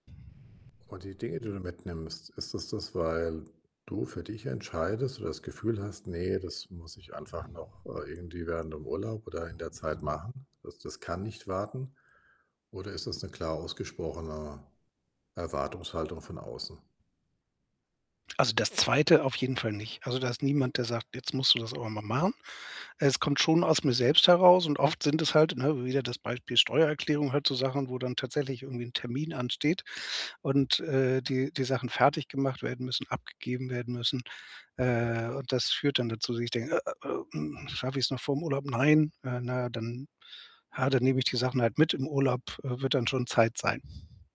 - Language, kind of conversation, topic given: German, advice, Wie kann ich unterwegs Stress besser abbauen und Ruhe finden?
- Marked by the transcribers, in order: other background noise